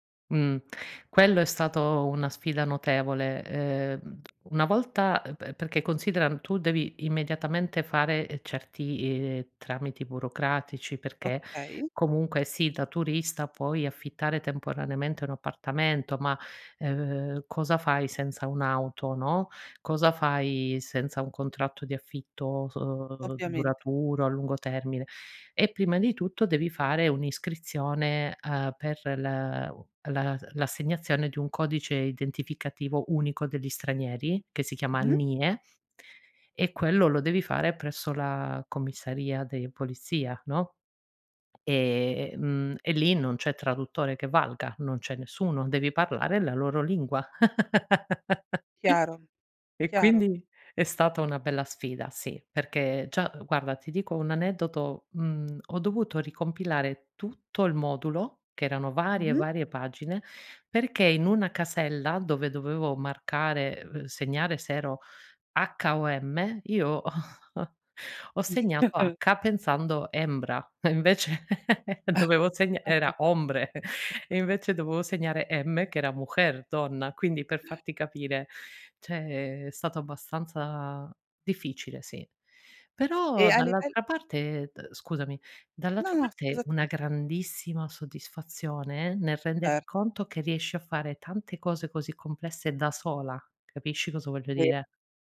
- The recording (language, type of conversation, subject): Italian, podcast, Qual è stata una sfida che ti ha fatto crescere?
- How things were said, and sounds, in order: in Spanish: "comisaría de policía"; other background noise; giggle; laughing while speaking: "ho"; chuckle; in Spanish: "hembra"; chuckle; in Spanish: "hombre"; chuckle; "dovevo" said as "doveo"; in Spanish: "mujer"; chuckle; "Certo" said as "erto"